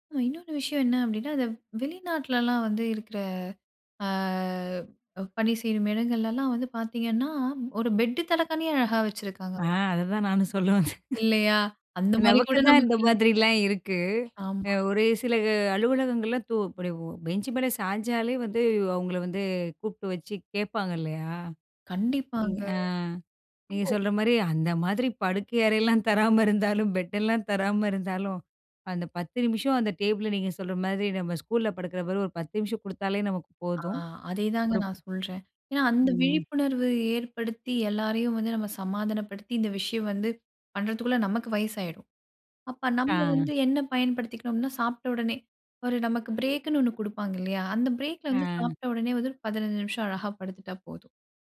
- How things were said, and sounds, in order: drawn out: "அ"; laughing while speaking: "வந்தேன். நமக்கு தான் இந்த மாதிரிலாம் இருக்கு"; unintelligible speech; other background noise
- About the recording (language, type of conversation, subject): Tamil, podcast, சிறிய ஓய்வுத் தூக்கம் (பவர் நாப்) எடுக்க நீங்கள் எந்த முறையைப் பின்பற்றுகிறீர்கள்?